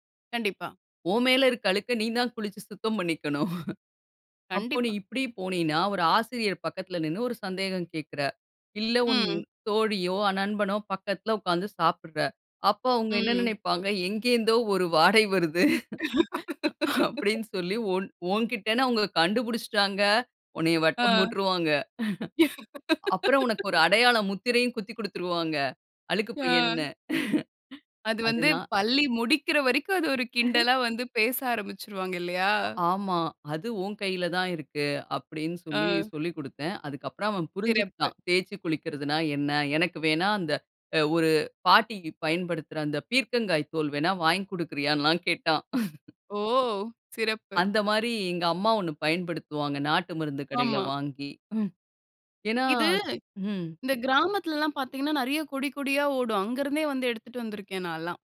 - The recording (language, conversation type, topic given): Tamil, podcast, பிள்ளைகளுக்கு முதலில் எந்த மதிப்புகளை கற்றுக்கொடுக்க வேண்டும்?
- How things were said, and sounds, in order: chuckle; laughing while speaking: "எங்கேருந்தோ ஒரு வாடை வருது அப்பிடின்னு … உன்னைய வட்டம் போட்டுருவாங்க"; laugh; laugh; laugh; other background noise; chuckle; drawn out: "ஓ!"; chuckle; chuckle